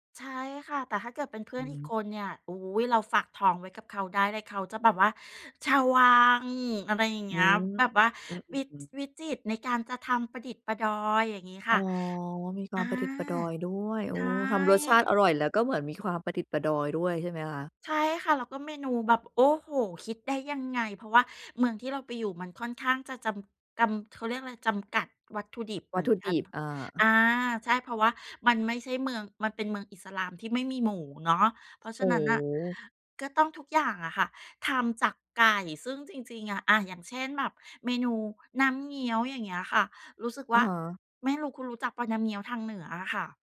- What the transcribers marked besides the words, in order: other background noise; tapping
- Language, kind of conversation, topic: Thai, podcast, เมนูอะไรที่คุณทำแล้วรู้สึกได้รับการปลอบใจมากที่สุด?